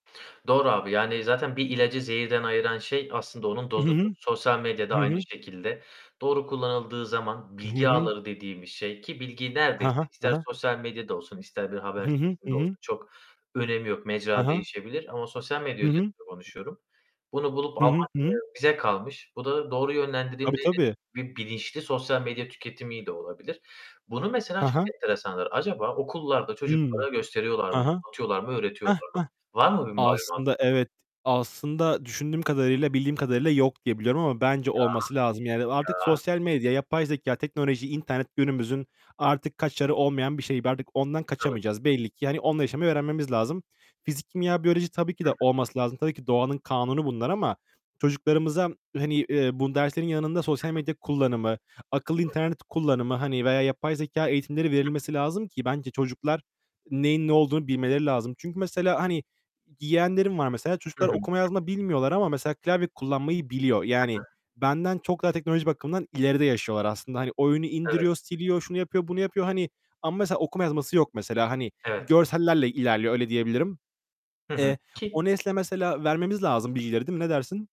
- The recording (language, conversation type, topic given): Turkish, unstructured, Sosyal medyanın ruh sağlığımız üzerindeki etkisi sizce nasıl?
- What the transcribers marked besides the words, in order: distorted speech; other background noise; tapping; unintelligible speech; unintelligible speech; unintelligible speech; unintelligible speech; unintelligible speech; "yeğenlerim" said as "yiğenlerim"